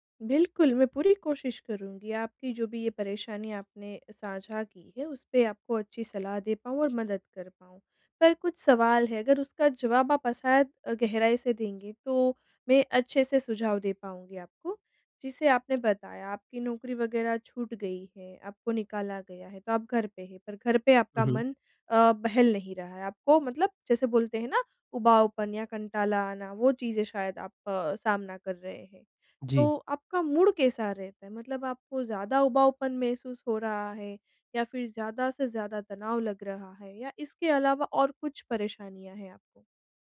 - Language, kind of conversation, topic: Hindi, advice, मन बहलाने के लिए घर पर मेरे लिए कौन-सी गतिविधि सही रहेगी?
- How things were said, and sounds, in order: tapping; in English: "मूड"